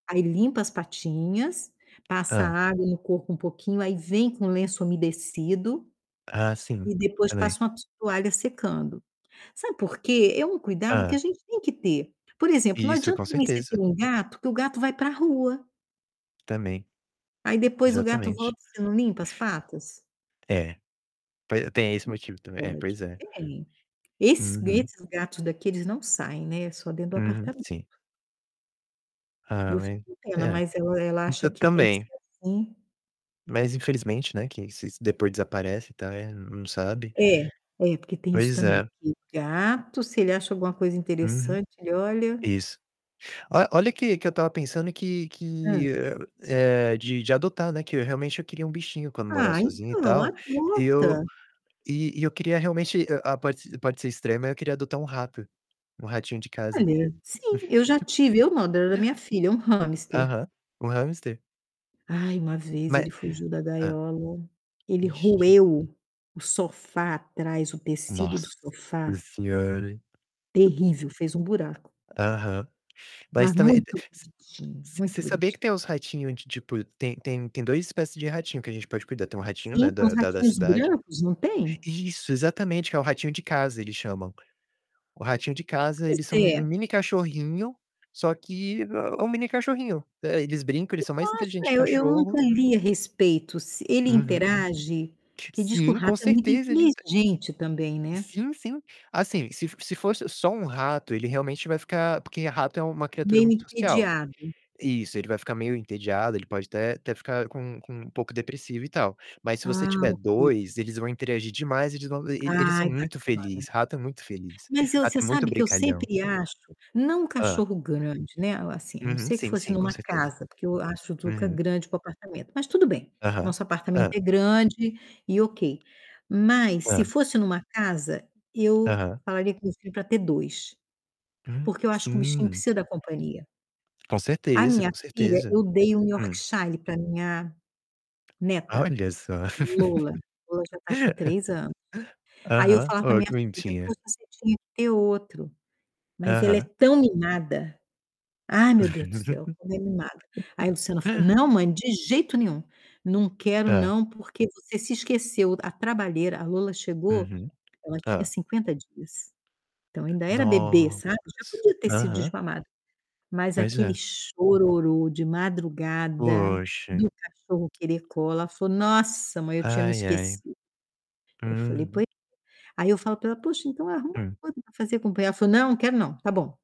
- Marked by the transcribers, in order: distorted speech; tapping; other background noise; chuckle; static; laugh; laugh
- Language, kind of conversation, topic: Portuguese, unstructured, Qual é a sua opinião sobre adotar animais em vez de comprar?